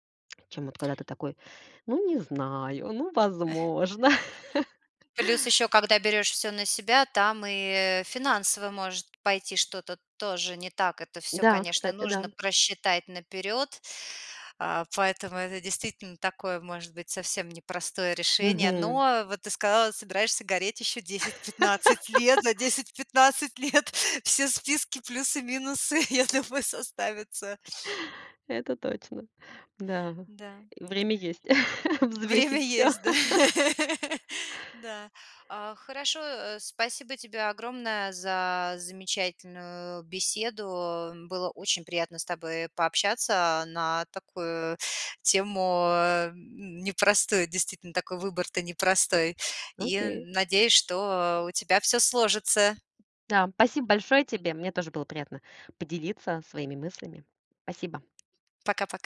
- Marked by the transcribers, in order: chuckle; other background noise; laugh; laughing while speaking: "лет"; laughing while speaking: "я"; tapping; chuckle; laughing while speaking: "да?"; chuckle; laugh; background speech
- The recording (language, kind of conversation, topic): Russian, podcast, Что для тебя важнее: деньги или смысл работы?
- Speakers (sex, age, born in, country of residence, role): female, 40-44, Russia, United States, guest; female, 40-44, Russia, United States, host